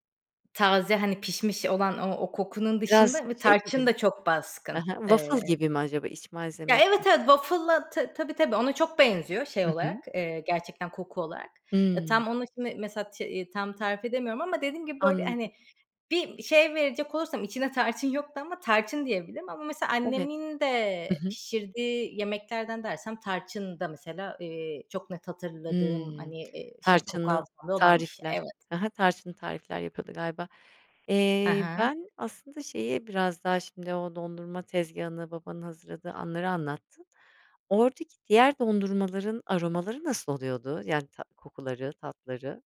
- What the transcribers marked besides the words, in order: lip smack
- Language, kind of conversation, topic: Turkish, podcast, Seni çocukluğuna anında götüren koku hangisi?